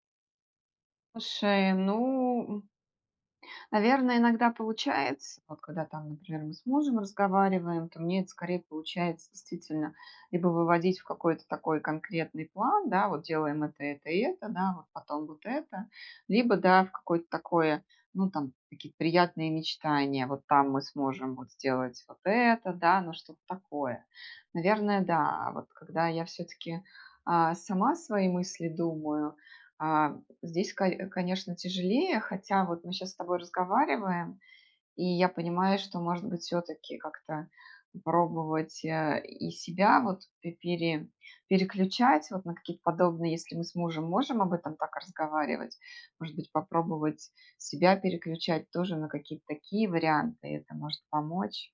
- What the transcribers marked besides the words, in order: other background noise
- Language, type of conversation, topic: Russian, advice, Как перестать бороться с тревогой и принять её как часть себя?